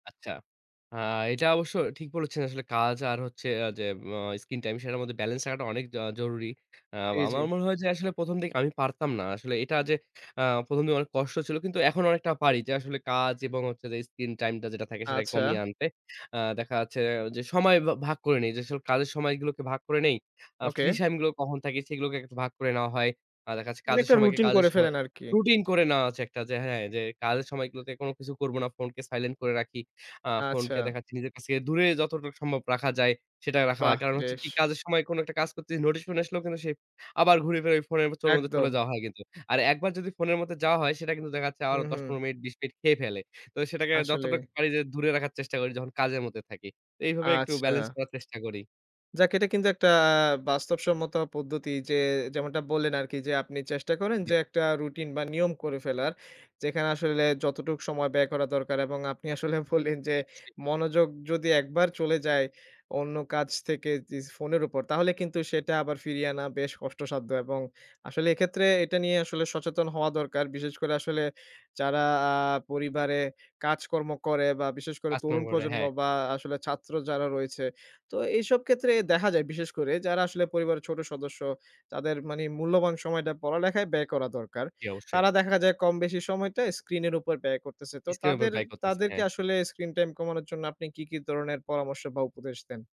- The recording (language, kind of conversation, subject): Bengali, podcast, স্ক্রিন টাইম কমাতে তুমি কী করো?
- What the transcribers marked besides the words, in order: in English: "স্কিন টাইম"; in English: "বেলেন্স"; in English: "স্কিন টাইম"; in English: "সাইলেন্ট"; "নোটিফিকেশন" said as "নোটিশ ফোন"; in English: "বেলেন্স"; unintelligible speech; laughing while speaking: "বললেন যে"; unintelligible speech; in English: "স্ক্রিন"; in English: "স্ক্রিন টাইম"